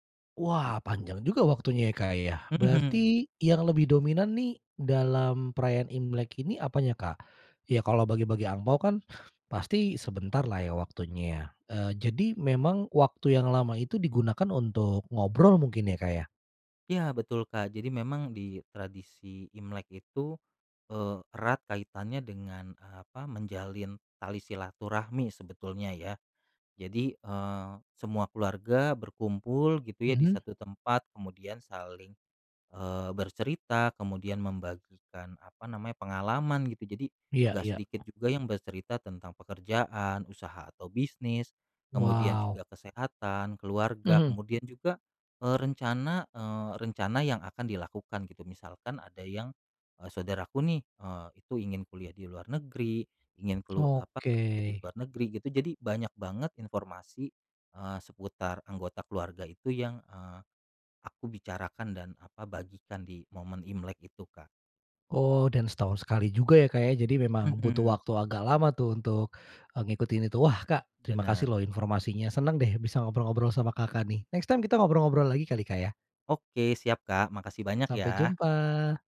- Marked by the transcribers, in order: other background noise; in English: "Next time"
- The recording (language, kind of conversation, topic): Indonesian, podcast, Ceritakan tradisi keluarga apa yang diwariskan dari generasi ke generasi dalam keluargamu?